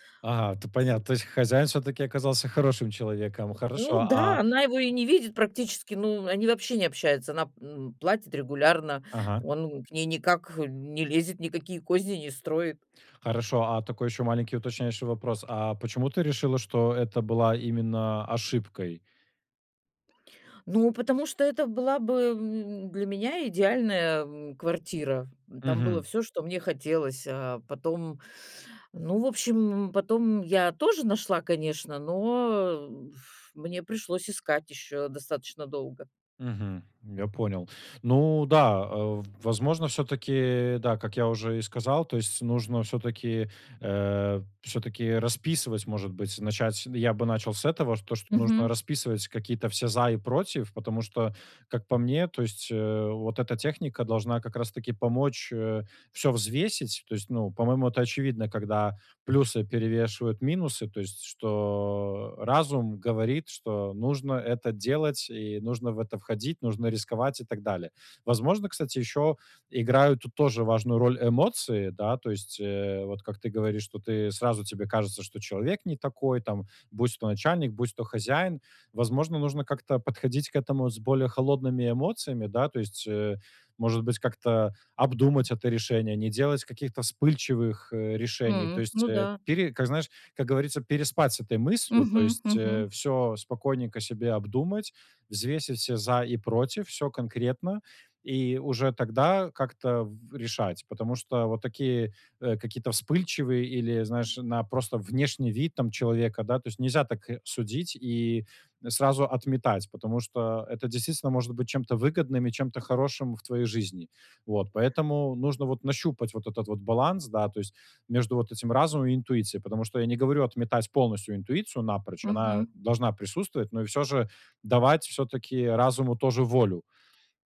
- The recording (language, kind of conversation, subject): Russian, advice, Как мне лучше сочетать разум и интуицию при принятии решений?
- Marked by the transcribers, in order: tapping; other background noise